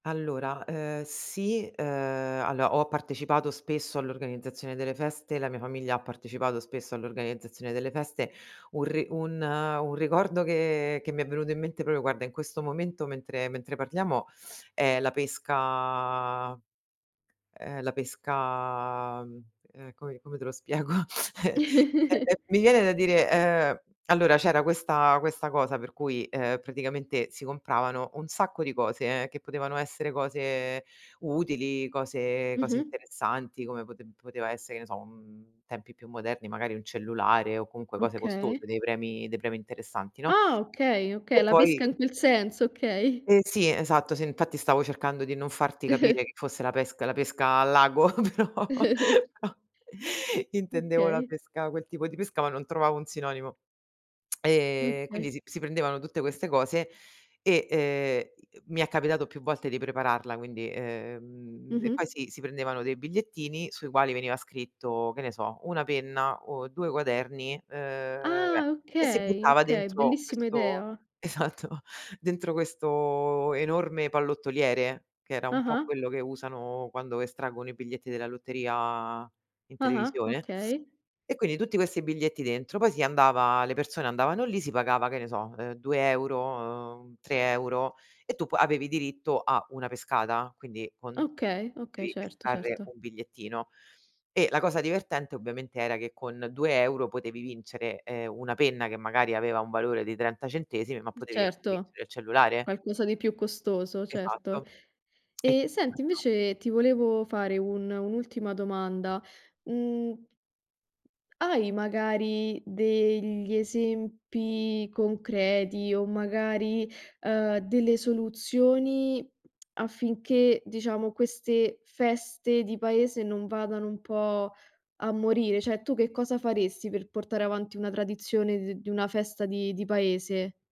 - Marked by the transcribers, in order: "allora" said as "alloa"; "proprio" said as "propio"; drawn out: "pesca"; tapping; drawn out: "pesca"; laughing while speaking: "spiego? Eh"; chuckle; other background noise; chuckle; chuckle; laughing while speaking: "lago, però"; chuckle; unintelligible speech; "Okay" said as "kay"; laughing while speaking: "esatto"; unintelligible speech; tsk; "Cioè" said as "ceh"
- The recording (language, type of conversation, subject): Italian, podcast, Che ruolo hanno le feste di paese nella vita sociale?